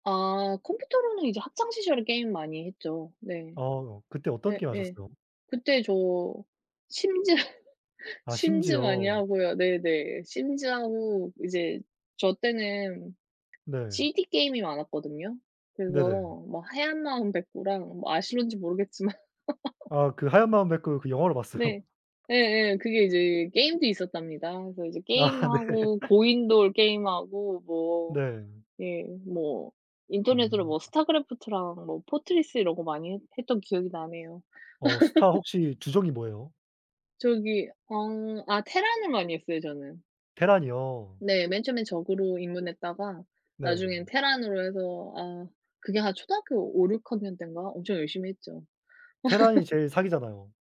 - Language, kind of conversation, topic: Korean, unstructured, 어린 시절에 가장 기억에 남는 순간은 무엇인가요?
- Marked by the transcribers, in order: laughing while speaking: "심즈"; tapping; laugh; laughing while speaking: "봤어요"; laughing while speaking: "아 네"; laugh; laugh